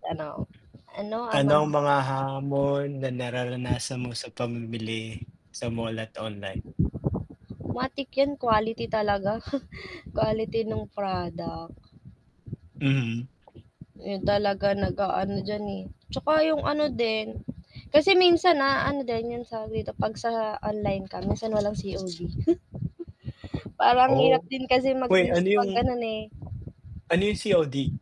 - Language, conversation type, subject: Filipino, unstructured, Ano ang mas pinapaboran mo: mamili sa mall o sa internet?
- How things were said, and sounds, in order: wind; chuckle; other background noise; chuckle